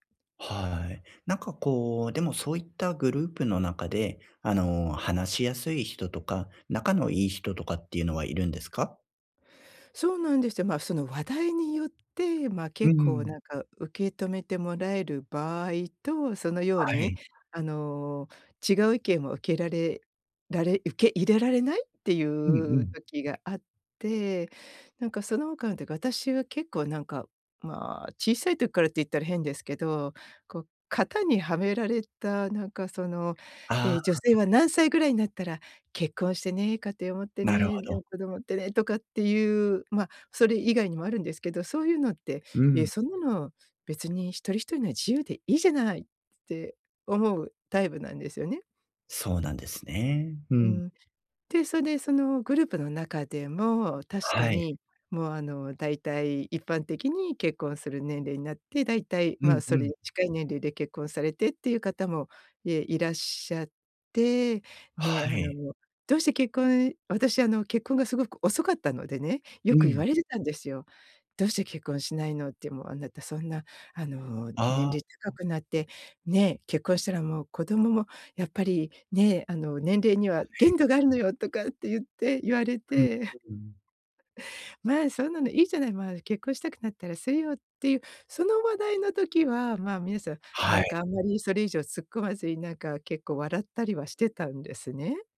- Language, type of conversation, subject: Japanese, advice, グループの中で自分の居場所が見つからないとき、どうすれば馴染めますか？
- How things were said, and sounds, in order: put-on voice: "え、そんなの、別に一人一人の自由でいいじゃない"; other noise; put-on voice: "どうして結婚しないの"; put-on voice: "もうあなた、そんなあの … 度があるのよ"; chuckle; put-on voice: "まあ、そんなのいいじゃない、まあ、結婚したくなったらするよ"